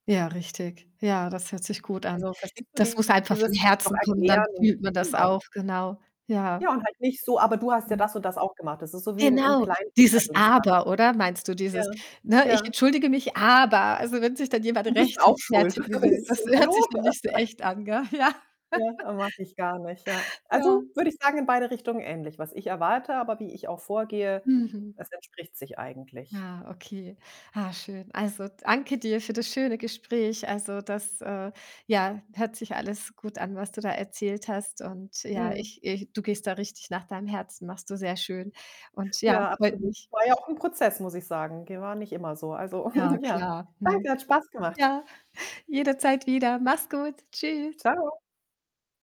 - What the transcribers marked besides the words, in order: distorted speech; stressed: "aber"; laugh; laughing while speaking: "Ja"; laugh; other background noise; static; chuckle
- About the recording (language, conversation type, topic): German, podcast, Wie würdest du dich entschuldigen, wenn du im Unrecht warst?